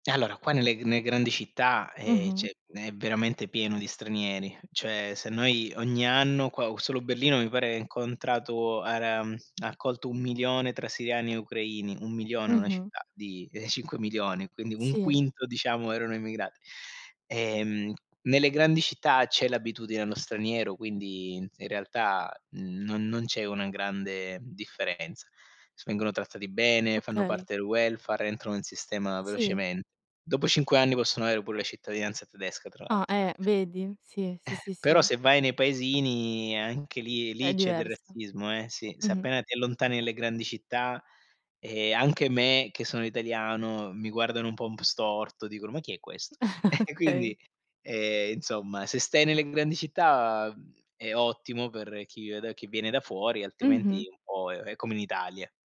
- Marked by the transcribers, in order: in English: "welfare"; chuckle; laughing while speaking: "Okay"; chuckle
- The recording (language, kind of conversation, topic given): Italian, unstructured, Quali problemi sociali ti sembrano più urgenti nella tua città?